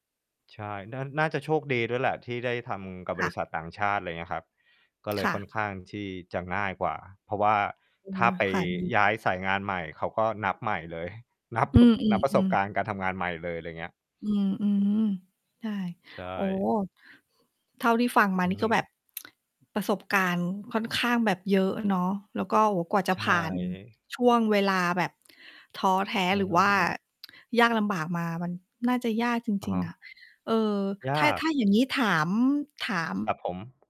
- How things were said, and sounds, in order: other background noise; unintelligible speech; laughing while speaking: "นับ"; tsk; tapping; mechanical hum; tsk; distorted speech
- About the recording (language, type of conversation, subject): Thai, unstructured, เวลาที่คุณรู้สึกท้อแท้ คุณทำอย่างไรให้กลับมามีกำลังใจและสู้ต่อได้อีกครั้ง?